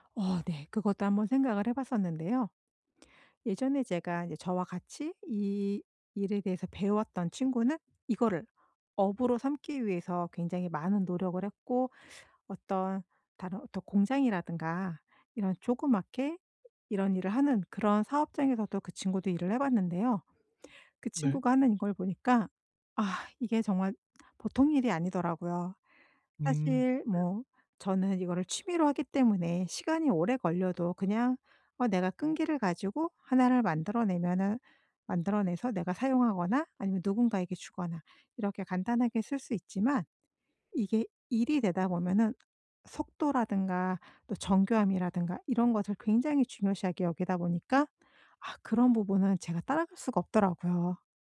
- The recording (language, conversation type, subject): Korean, podcast, 취미를 꾸준히 이어갈 수 있는 비결은 무엇인가요?
- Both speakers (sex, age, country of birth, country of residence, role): female, 50-54, South Korea, United States, guest; male, 30-34, South Korea, South Korea, host
- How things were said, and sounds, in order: other background noise; tapping